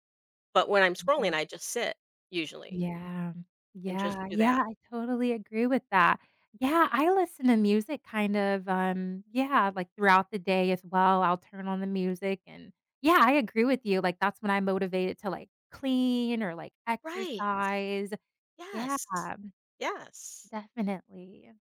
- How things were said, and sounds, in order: none
- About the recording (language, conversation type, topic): English, unstructured, How do you think technology use is affecting our daily lives and relationships?